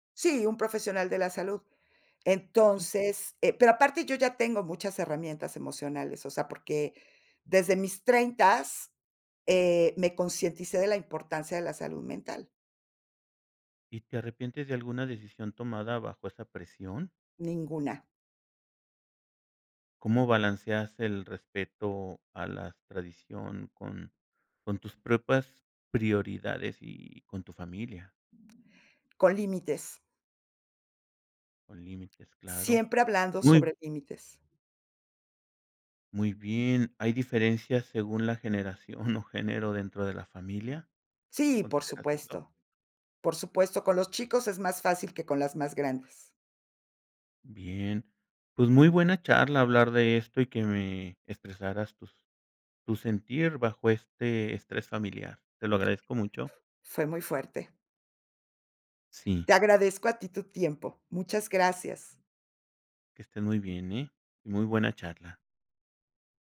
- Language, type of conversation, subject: Spanish, podcast, ¿Cómo manejas las decisiones cuando tu familia te presiona?
- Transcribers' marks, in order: other background noise; "propias" said as "prepas"